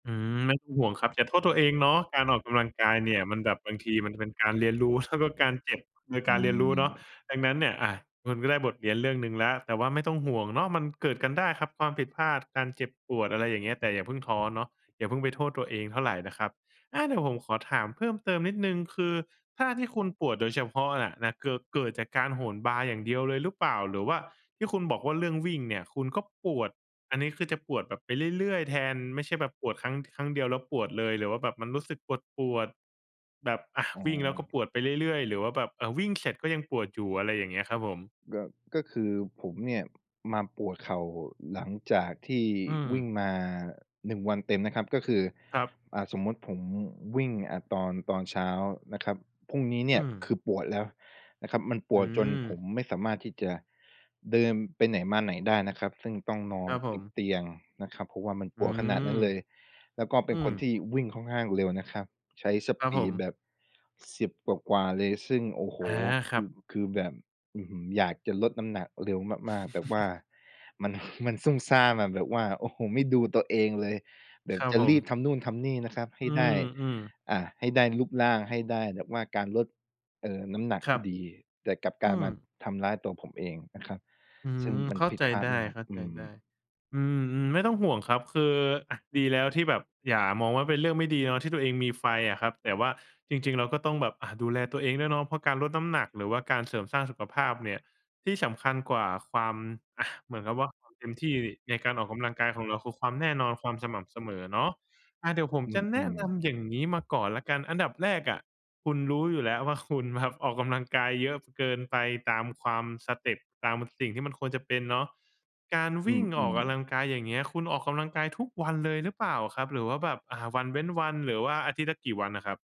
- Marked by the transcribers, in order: other background noise; chuckle
- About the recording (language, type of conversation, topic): Thai, advice, ควรทำอย่างไรถ้ารู้สึกปวดหรือบาดเจ็บระหว่างออกกำลังกาย?